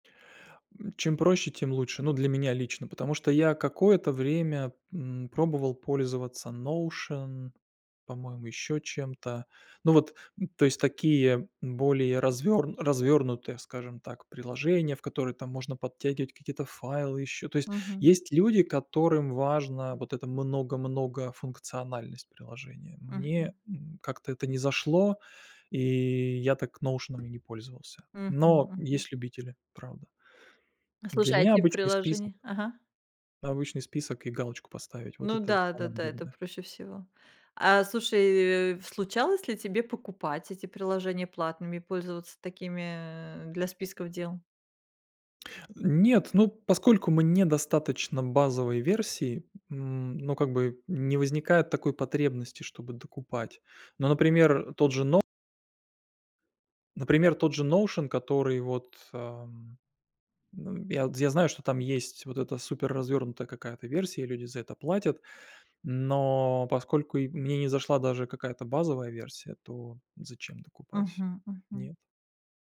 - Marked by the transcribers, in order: none
- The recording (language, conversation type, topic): Russian, podcast, Как вы выбираете приложение для списка дел?